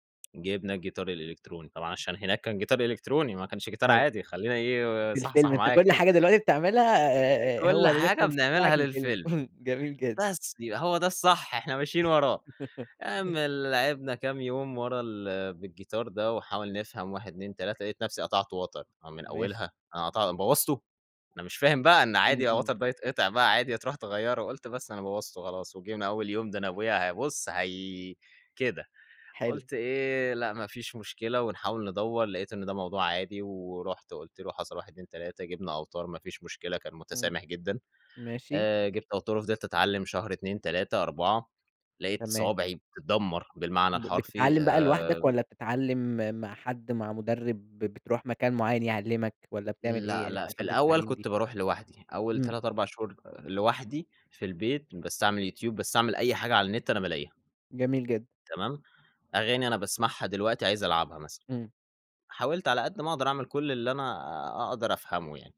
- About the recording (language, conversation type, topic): Arabic, podcast, إزاي بدأت تهتم بالموسيقى أصلاً؟
- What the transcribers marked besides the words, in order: in English: "الreference"; chuckle; giggle